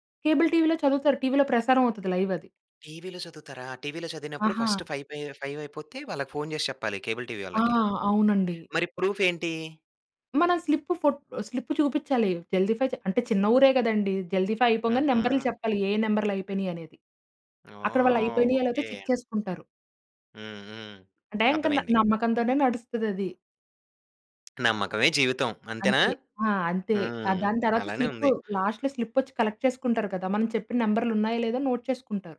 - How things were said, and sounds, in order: in English: "కేబుల్ టీవీలో"; in English: "లైవ్"; in English: "ఫస్ట్ ఫైపై ఫైవ్"; in English: "కేబుల్ టీవీ"; in English: "ప్రూఫ్"; in English: "స్లిప్ ఫో స్లిప్"; in English: "చెక్"; tapping; in English: "లాస్ట్‌లో స్లిప్"; in English: "కలెక్ట్"; in English: "నోట్"
- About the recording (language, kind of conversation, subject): Telugu, podcast, స్ట్రీమింగ్ సేవలు కేబుల్ టీవీకన్నా మీకు బాగా నచ్చేవి ఏవి, ఎందుకు?